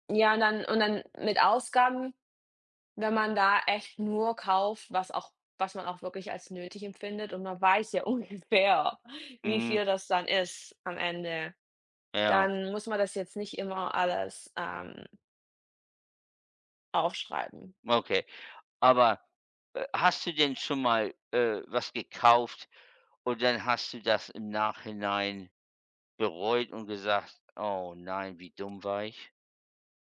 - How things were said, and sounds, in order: laughing while speaking: "ungefähr"
- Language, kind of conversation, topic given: German, unstructured, Wie entscheidest du, wofür du dein Geld ausgibst?